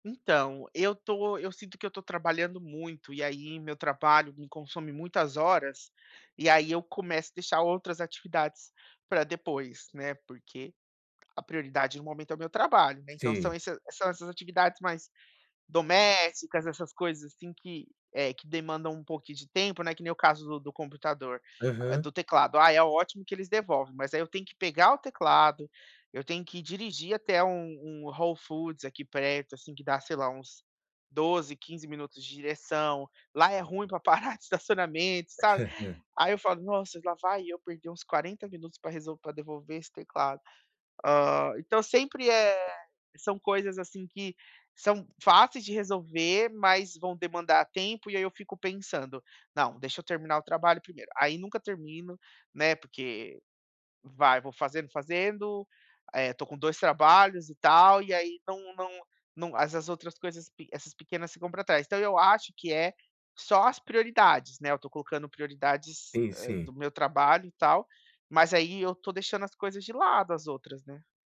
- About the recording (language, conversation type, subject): Portuguese, advice, Como posso evitar a procrastinação diária?
- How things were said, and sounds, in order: put-on voice: "Whole Foods"; chuckle